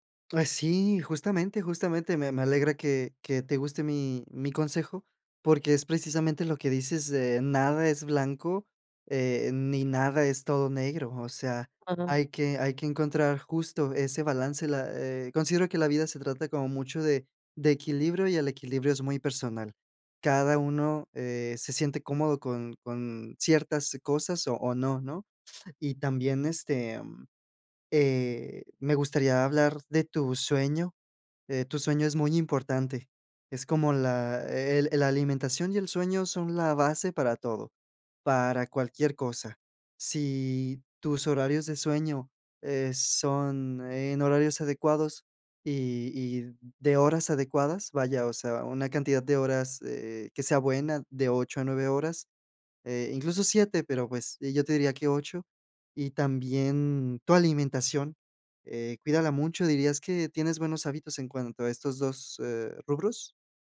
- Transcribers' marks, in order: unintelligible speech; other background noise
- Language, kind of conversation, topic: Spanish, advice, ¿Cómo puedo volver al trabajo sin volver a agotarme y cuidar mi bienestar?